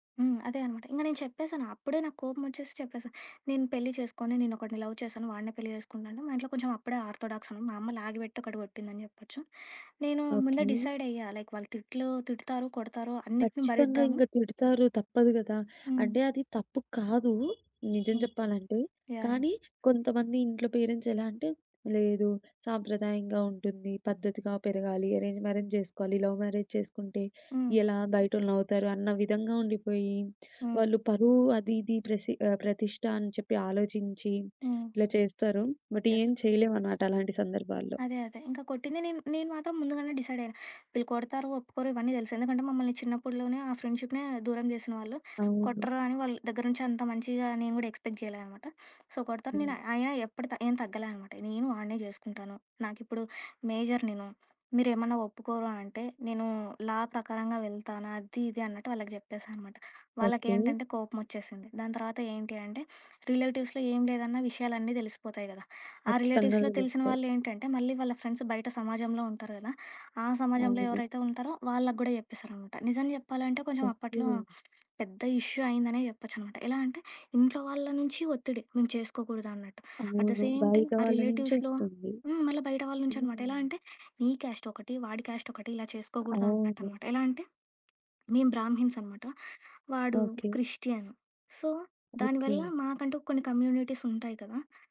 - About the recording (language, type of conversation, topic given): Telugu, podcast, సామాజిక ఒత్తిడి మరియు మీ అంతరాత్మ చెప్పే మాటల మధ్య మీరు ఎలా సమతుల్యం సాధిస్తారు?
- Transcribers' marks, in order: other background noise; in English: "లవ్"; in English: "ఆర్తోడాక్స్‌ను"; in English: "డిసైడ్"; in English: "లైక్"; horn; in English: "పేరెంట్స్"; in English: "అరేంజ్ మ్యారేజ్"; in English: "లవ్ మ్యారేజ్"; lip smack; in English: "బట్"; in English: "యెస్"; in English: "ఫ్రెండ్షిప్‌నే"; in English: "ఎక్స్‌పెక్ట్"; in English: "సో"; in English: "మేజర్"; in English: "లా"; in English: "రిలేటివ్స్‌లో"; in English: "రిలేటివ్స్‌లో"; in English: "ఫ్రెండ్స్"; in English: "ఇష్యూ"; in English: "అట్ ద సేమ్ టైం"; in English: "రిలేటివ్స్‌లో"; in English: "క్యాస్ట్"; in English: "క్యాస్ట్"; in English: "బ్రాహ్మిణ్స్"; in English: "క్రిస్టియన్. సో"; in English: "కమ్యూనిటీస్"